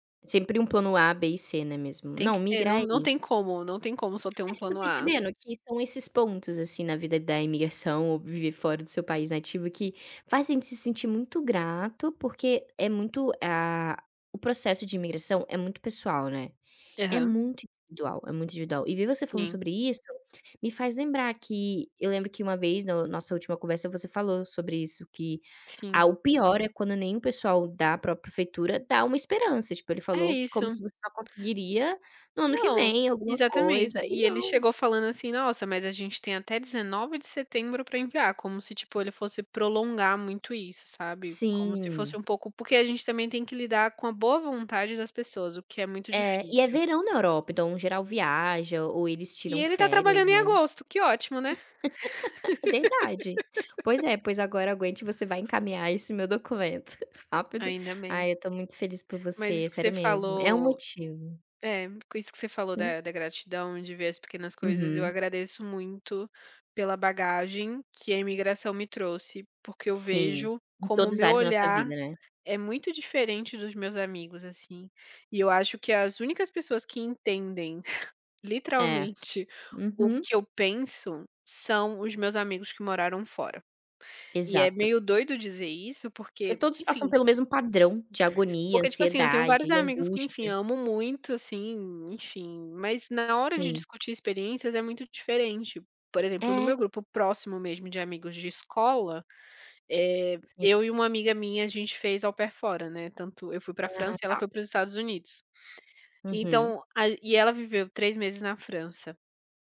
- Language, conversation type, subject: Portuguese, unstructured, O que faz você se sentir grato hoje?
- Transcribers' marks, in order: tapping; chuckle; laugh; chuckle